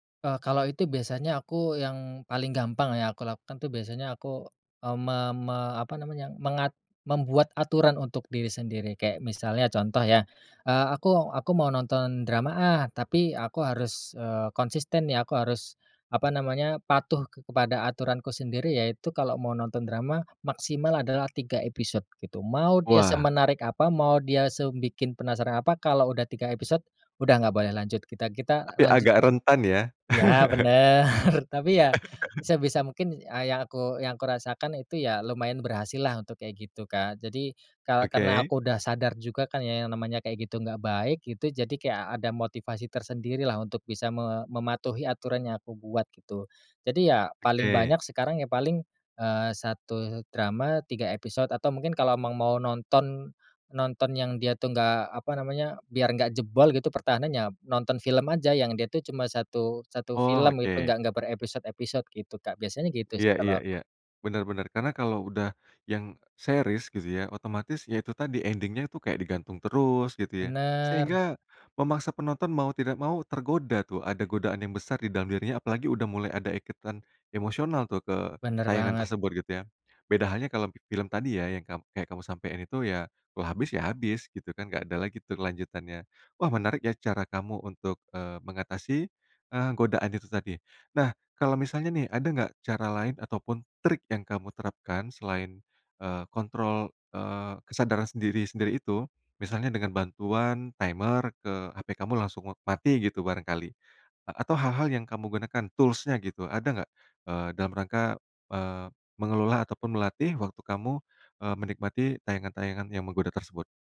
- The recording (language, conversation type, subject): Indonesian, podcast, Pernah nggak aplikasi bikin kamu malah nunda kerja?
- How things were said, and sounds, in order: chuckle; in English: "series"; "gitu" said as "gisu"; in English: "ending-nya"; in English: "timer"; in English: "tools-nya"